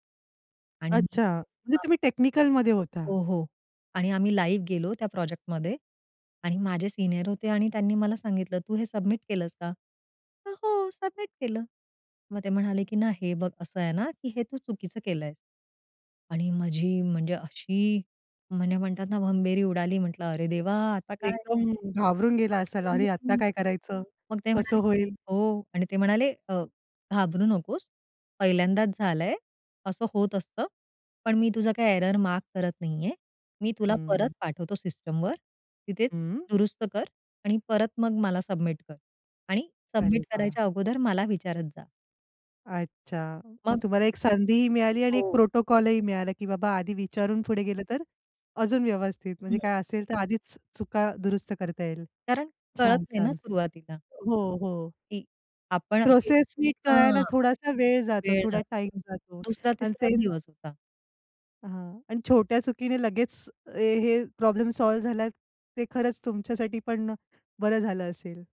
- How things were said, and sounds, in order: other background noise; in English: "लाइव्ह"; surprised: "अरे! देवा आता काय?"; in English: "एरर मार्क"; in English: "प्रोटोकॉल"; in English: "सॉल्व्ह"
- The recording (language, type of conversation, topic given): Marathi, podcast, पहिली नोकरी तुम्हाला कशी मिळाली आणि त्याचा अनुभव कसा होता?
- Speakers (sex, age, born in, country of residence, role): female, 35-39, India, India, host; female, 40-44, India, India, guest